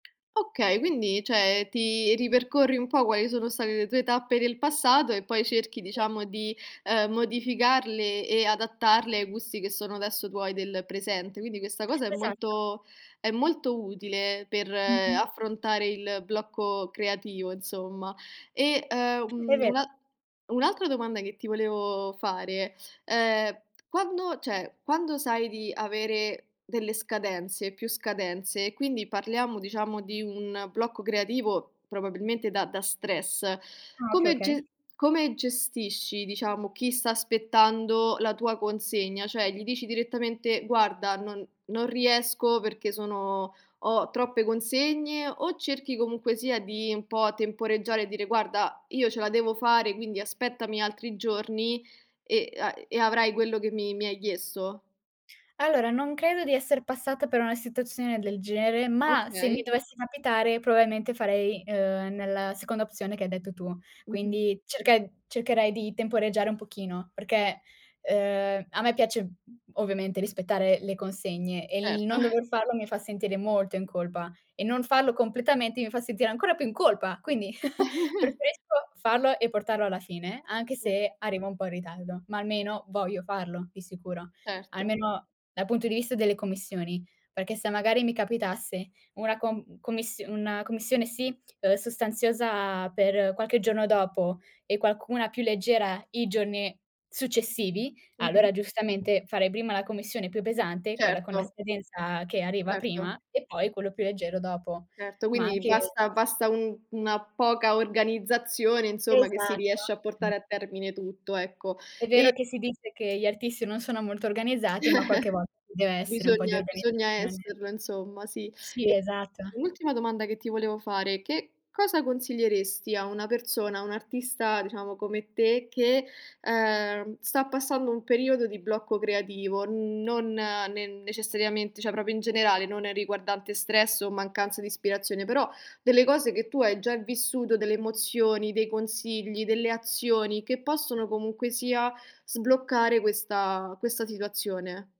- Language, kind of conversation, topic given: Italian, podcast, Come affronti il blocco creativo?
- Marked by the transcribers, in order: "cioè" said as "ceh"; "cioè" said as "ceh"; tapping; "probabilmente" said as "probalmente"; chuckle; chuckle; other background noise; chuckle; "cioè" said as "ceh"